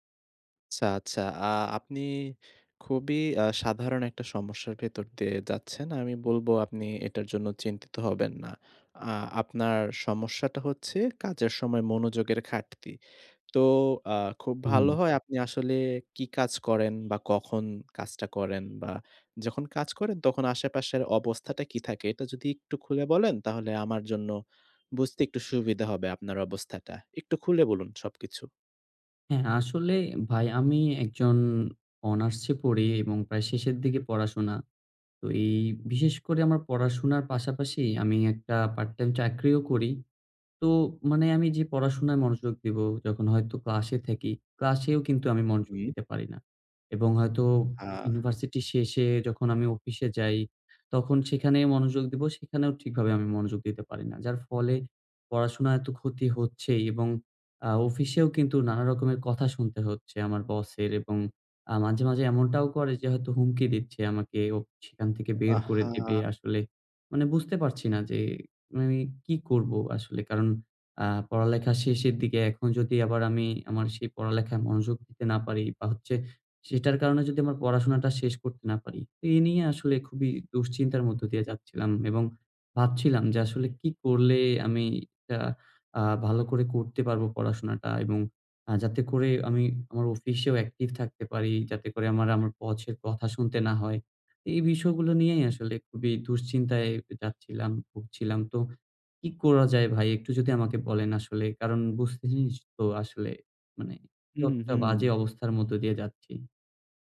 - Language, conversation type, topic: Bengali, advice, কাজের মধ্যে মনোযোগ ধরে রাখার নতুন অভ্যাস গড়তে চাই
- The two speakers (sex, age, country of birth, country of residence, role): male, 20-24, Bangladesh, Bangladesh, advisor; male, 20-24, Bangladesh, Bangladesh, user
- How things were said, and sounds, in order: other background noise; horn; "ক্লাসে" said as "ক্রাসে"; "ক্লাসেও" said as "ক্রাসেও"; "অফিসে" said as "অপিসে"; "বসের" said as "বছের"; "একটা" said as "ওকটা"